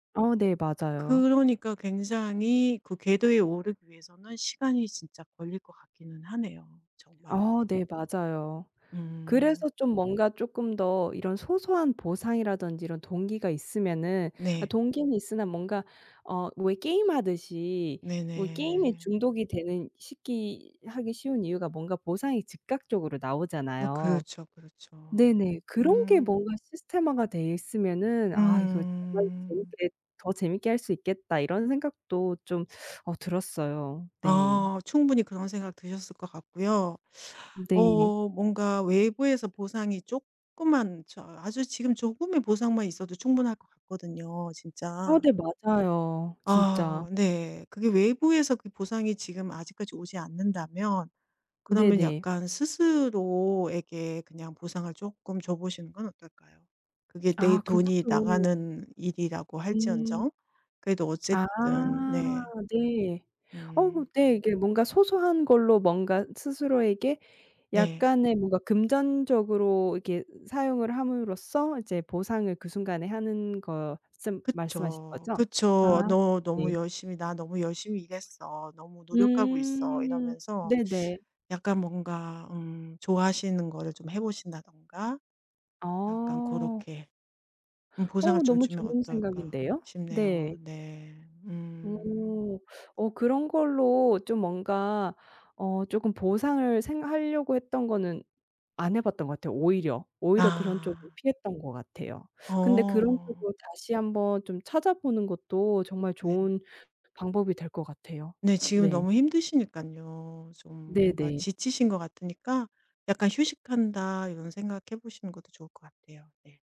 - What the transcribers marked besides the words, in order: other background noise; tapping
- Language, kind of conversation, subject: Korean, advice, 노력에 대한 보상이 없어서 동기를 유지하기 힘들 때 어떻게 해야 하나요?